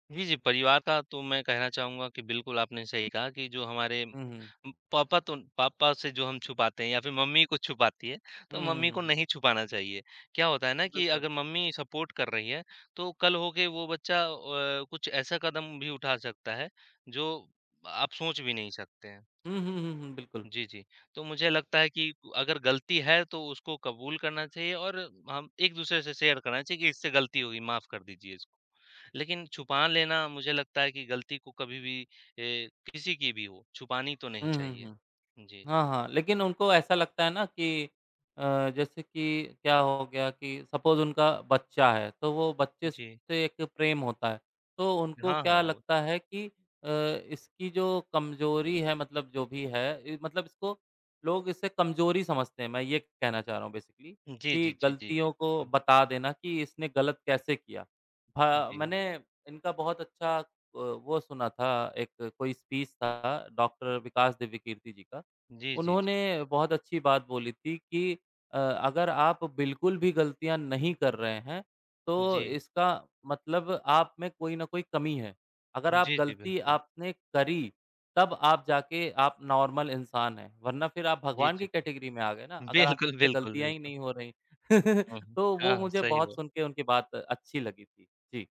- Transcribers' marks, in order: tapping; in English: "सपोर्ट"; in English: "शेयर"; in English: "सपोज"; in English: "बेसिकली"; in English: "स्पीच"; in English: "नॉर्मल"; in English: "कैटेगरी"; laughing while speaking: "बिल्कुल"; chuckle
- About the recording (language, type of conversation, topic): Hindi, unstructured, क्या आपको लगता है कि लोग अपनी गलतियाँ स्वीकार नहीं करते?